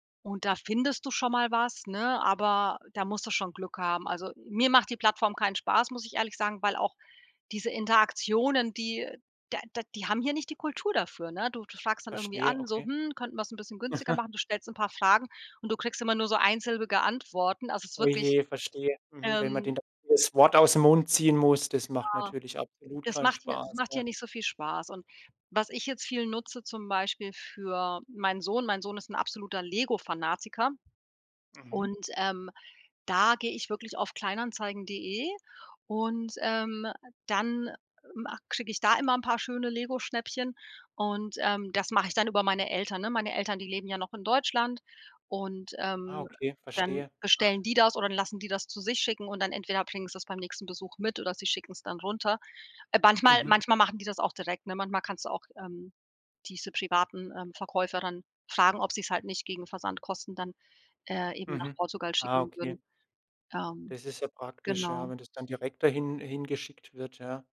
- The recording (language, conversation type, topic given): German, podcast, Kaufst du lieber neu oder gebraucht?
- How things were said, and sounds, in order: chuckle; "manchmal-" said as "banchmal"; other background noise